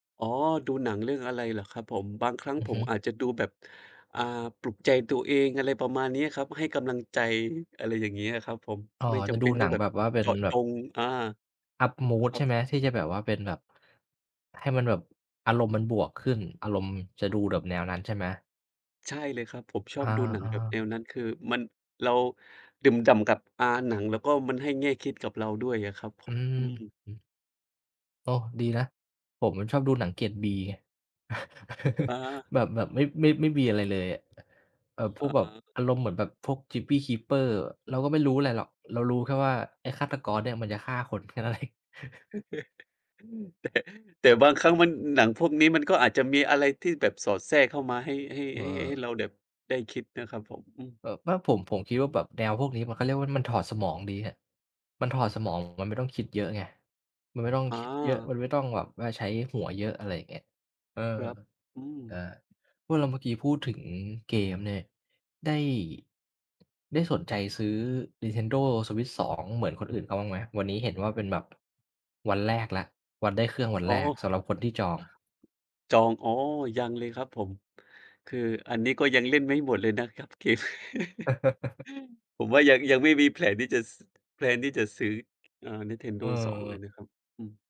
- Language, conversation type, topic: Thai, unstructured, งานอดิเรกอะไรช่วยให้คุณรู้สึกผ่อนคลาย?
- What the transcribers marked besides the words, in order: in English: "Up mood"; tapping; other background noise; chuckle; in English: "Gypsy Keeper"; laughing while speaking: "เอง"; chuckle; chuckle; laugh; in English: "แพลน"